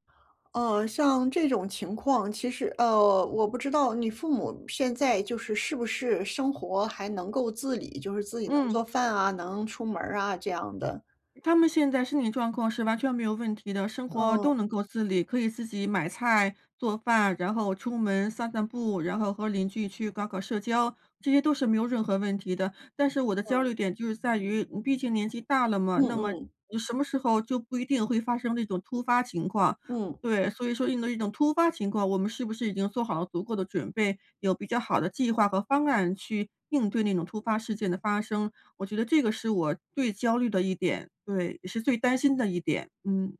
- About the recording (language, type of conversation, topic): Chinese, advice, 我该如何在工作与照顾年迈父母之间找到平衡？
- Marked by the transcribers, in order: none